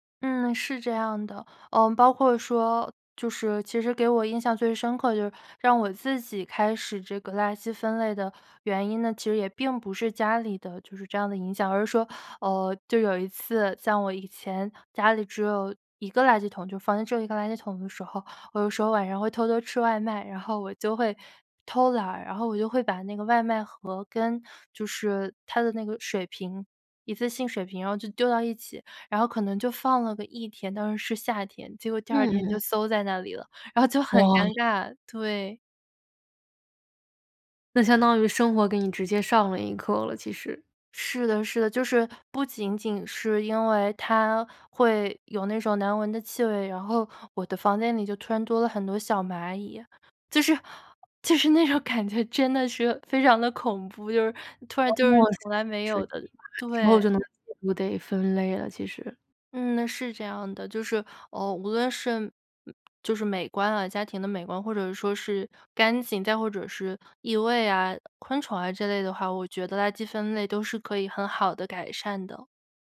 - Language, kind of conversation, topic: Chinese, podcast, 你家是怎么做垃圾分类的？
- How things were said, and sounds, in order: other background noise; laughing while speaking: "就是那种感觉"; unintelligible speech; tapping